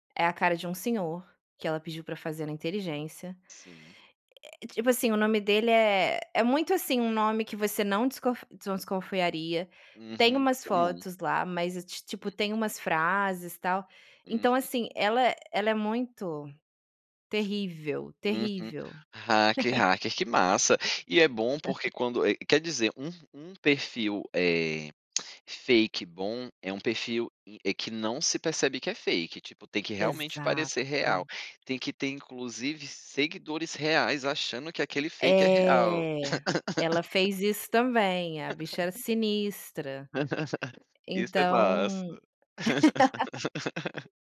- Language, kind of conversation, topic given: Portuguese, podcast, Como você lida com confirmações de leitura e com o “visto”?
- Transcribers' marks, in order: in English: "hacker hacker"; chuckle; in English: "fake"; in English: "fake"; in English: "fake"; laugh; laugh